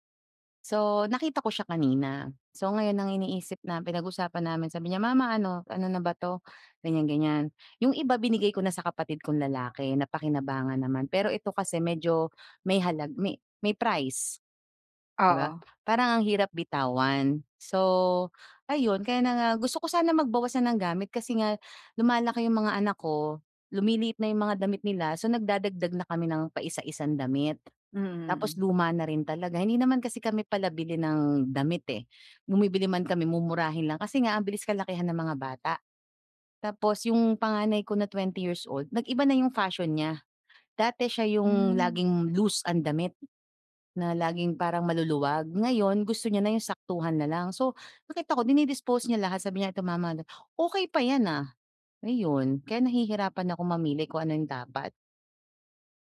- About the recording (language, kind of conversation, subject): Filipino, advice, Paano ko mababawasan nang may saysay ang sobrang dami ng gamit ko?
- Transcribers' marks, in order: tapping